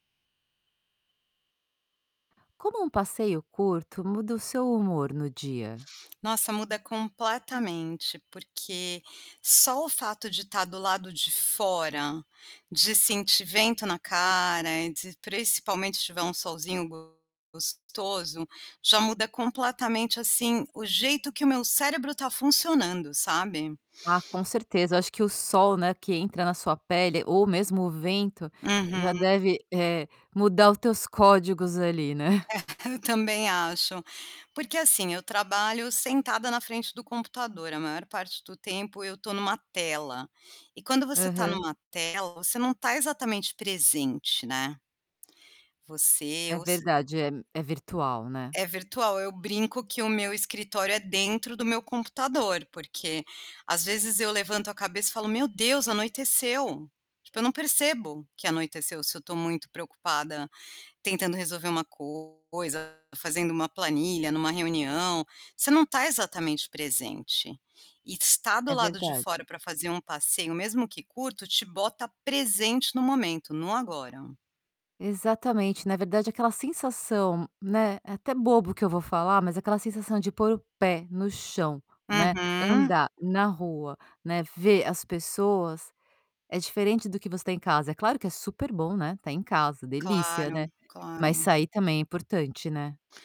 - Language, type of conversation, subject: Portuguese, podcast, Como um passeio curto pode mudar o seu humor ao longo do dia?
- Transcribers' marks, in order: other background noise; distorted speech; chuckle; tapping